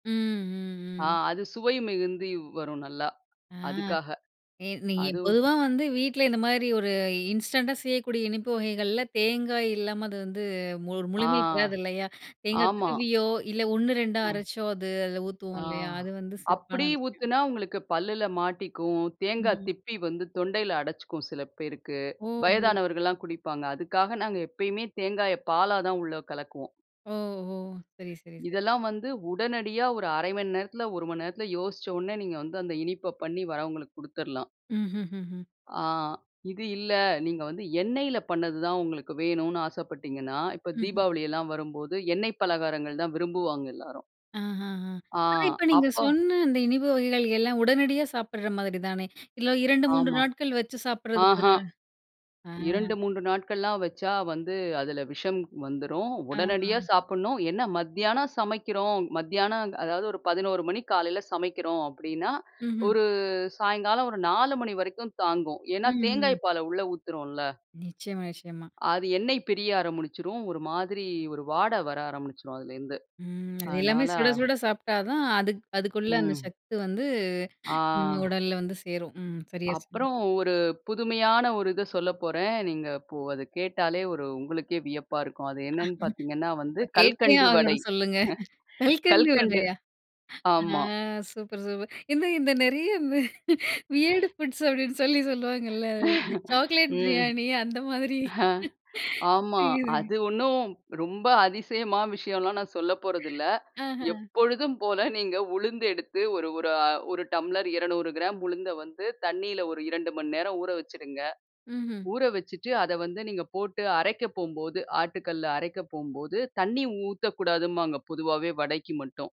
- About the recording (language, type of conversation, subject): Tamil, podcast, பண்டிகை இனிப்புகளை வீட்டிலேயே எப்படி சமைக்கிறாய்?
- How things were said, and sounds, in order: "மிகுந்து" said as "மிகுந்தி"; in English: "இன்ஸ்டன்ட்டா"; other background noise; unintelligible speech; sigh; laugh; laughing while speaking: "சொல்லுங்க. கல்கண்டு வடையா? ஆ சூப்பர் … அப்பிடின்னு சொல்லி சொல்லுவாங்கல்ல"; drawn out: "ஆ"; chuckle; breath; laugh; laugh; laugh